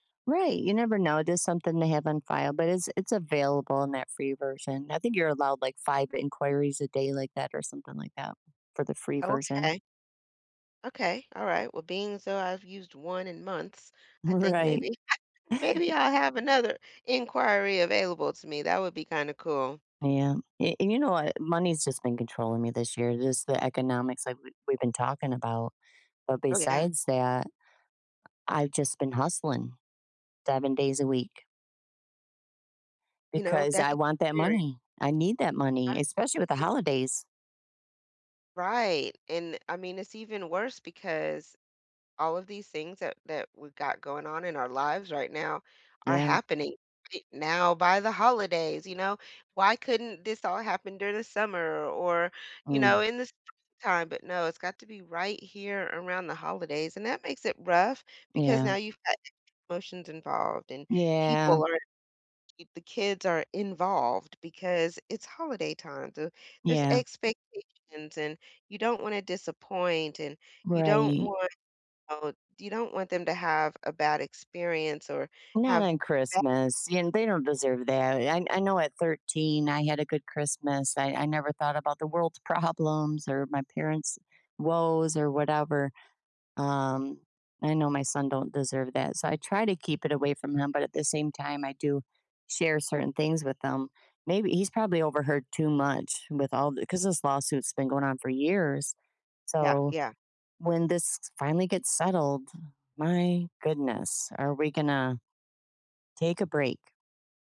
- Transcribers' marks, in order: laughing while speaking: "Right"; unintelligible speech; unintelligible speech; laughing while speaking: "problems"
- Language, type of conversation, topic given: English, unstructured, How can I notice how money quietly influences my daily choices?